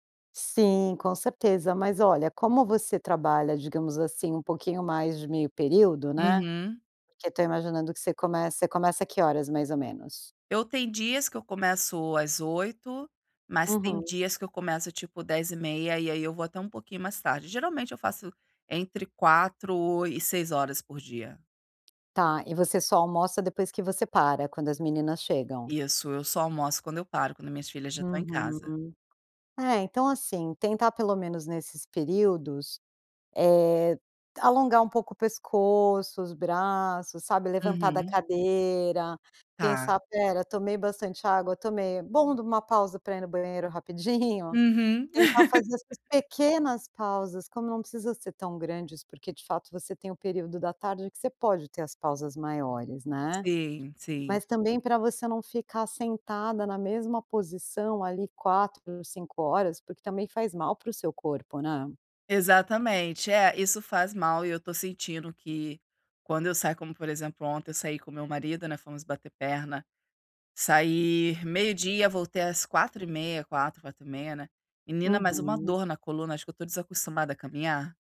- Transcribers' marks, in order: laugh
- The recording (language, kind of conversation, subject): Portuguese, advice, Como posso equilibrar o trabalho com pausas programadas sem perder o foco e a produtividade?